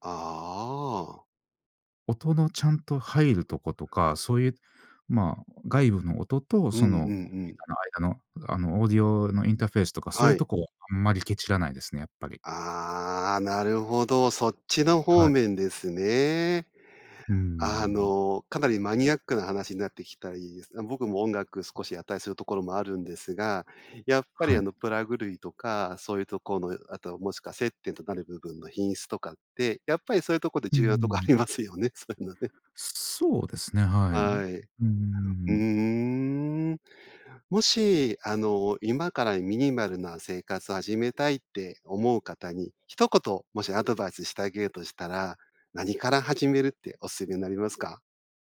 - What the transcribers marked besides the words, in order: in English: "インターフェース"
- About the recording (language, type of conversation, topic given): Japanese, podcast, ミニマルと見せかけのシンプルの違いは何ですか？
- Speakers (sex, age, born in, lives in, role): male, 40-44, Japan, Japan, guest; male, 50-54, Japan, Japan, host